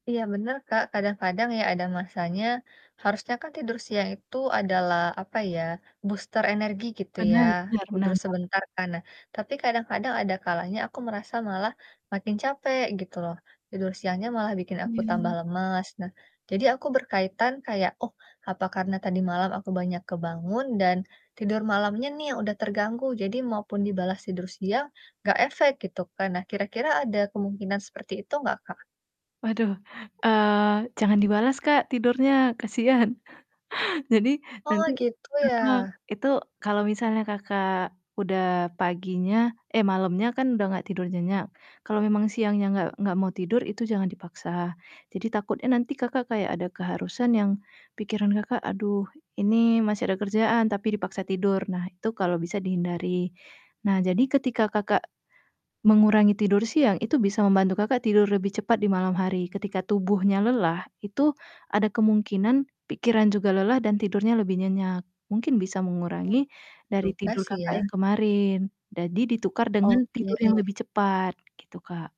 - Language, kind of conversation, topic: Indonesian, advice, Bagaimana rasa cemas yang berulang mengganggu tidur Anda?
- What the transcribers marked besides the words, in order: in English: "booster"; distorted speech; static; other background noise; chuckle